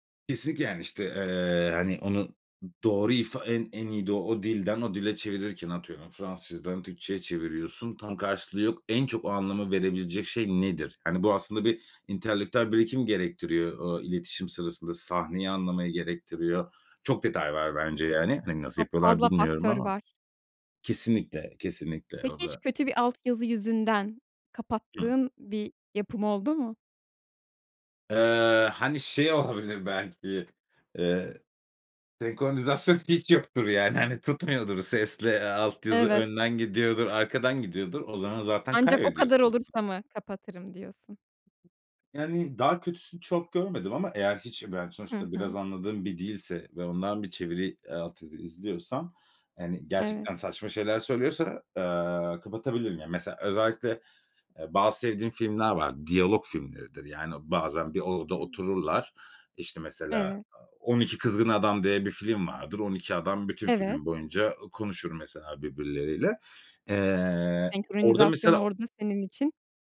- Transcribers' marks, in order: tapping
- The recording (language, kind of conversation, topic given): Turkish, podcast, Dublaj mı yoksa altyazı mı tercih ediyorsun, neden?